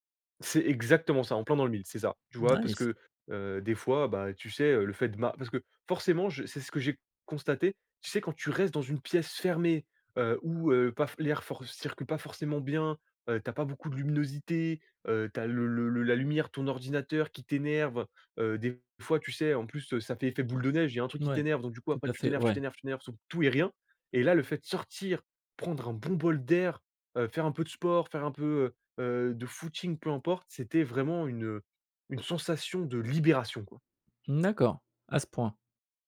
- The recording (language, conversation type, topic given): French, podcast, Quel est l’endroit qui t’a calmé et apaisé l’esprit ?
- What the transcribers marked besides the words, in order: stressed: "exactement"; other background noise; in English: "Nice"; stressed: "et rien"; stressed: "sortir"; stressed: "d'air"; stressed: "libération"